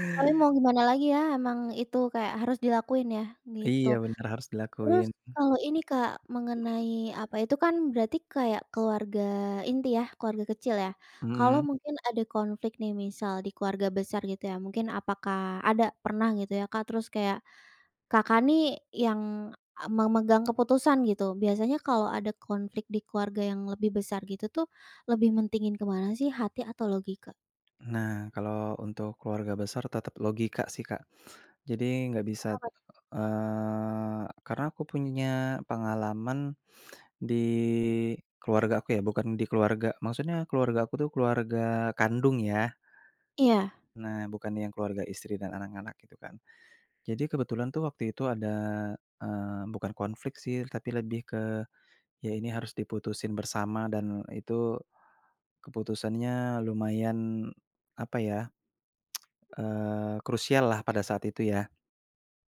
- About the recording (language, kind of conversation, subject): Indonesian, podcast, Gimana cara kamu menimbang antara hati dan logika?
- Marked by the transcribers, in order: tapping; other background noise; tsk